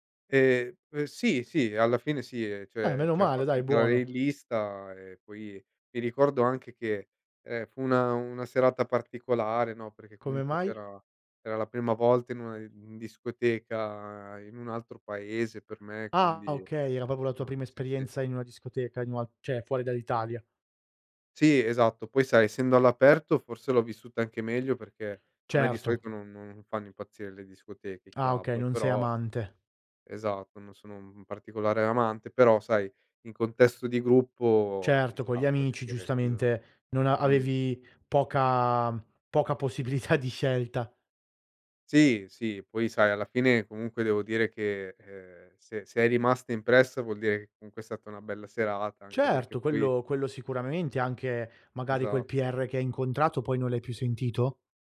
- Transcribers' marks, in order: "Cioè" said as "ceh"; "proprio" said as "propo"; "cioè" said as "ceh"; unintelligible speech; laughing while speaking: "possibilità"
- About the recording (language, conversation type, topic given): Italian, podcast, Qual è un incontro fatto in viaggio che non dimenticherai mai?